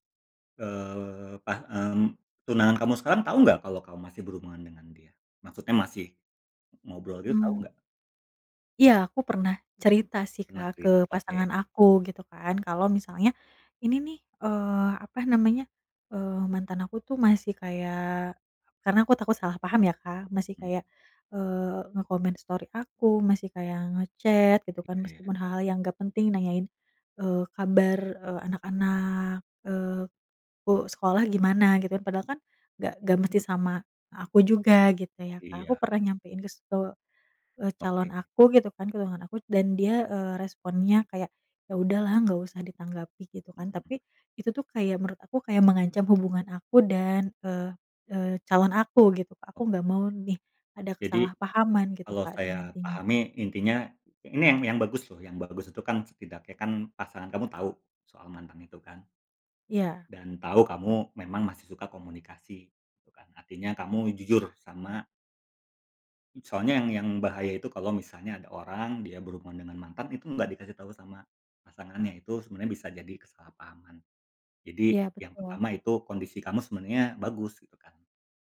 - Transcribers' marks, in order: none
- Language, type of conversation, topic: Indonesian, advice, Bagaimana cara menetapkan batas dengan mantan yang masih sering menghubungi Anda?